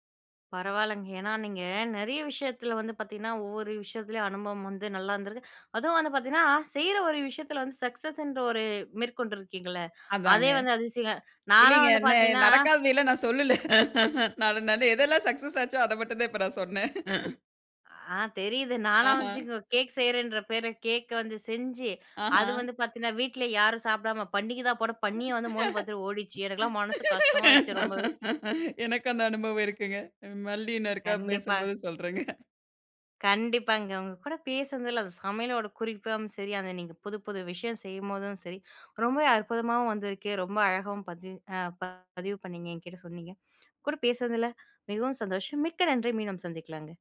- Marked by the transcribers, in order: laugh; chuckle; chuckle; other background noise; laugh; laughing while speaking: "எனக்கு அந்த அனுபவம் இருக்குங்க"; "மறுபடியும்" said as "மலடி"
- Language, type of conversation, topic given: Tamil, podcast, சமையலில் புதிய முயற்சிகளை எப்படித் தொடங்குவீர்கள்?